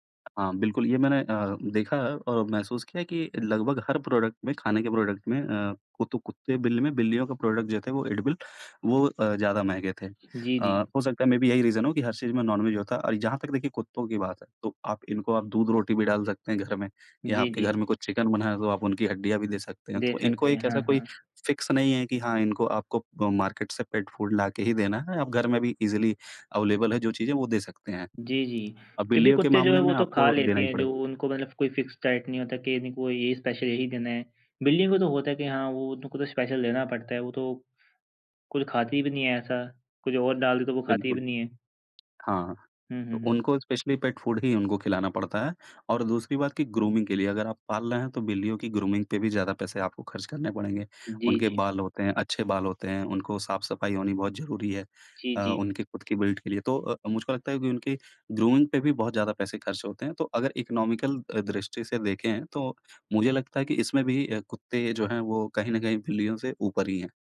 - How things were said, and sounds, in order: in English: "प्रोडक्ट"; in English: "प्रोडक्ट"; in English: "प्रोडक्ट"; in English: "एडिबल"; in English: "मे बी"; in English: "रीज़न"; in English: "नॉन-वेज"; in English: "फ़िक्स"; in English: "मार्केट"; in English: "पेट फ़ूड"; in English: "ईज़ीली अवेलेबल"; in English: "फ़िक्स्ड डाइट"; in English: "स्पेशल"; in English: "स्पेशल"; in English: "स्पेशली पेट फ़ूड"; in English: "ग्रूमिंग"; in English: "ग्रूमिंग"; in English: "बिल्ड"; in English: "ग्रूमिंग"; in English: "इकोनॉमिकल"
- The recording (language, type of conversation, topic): Hindi, unstructured, आपको कुत्ते पसंद हैं या बिल्लियाँ?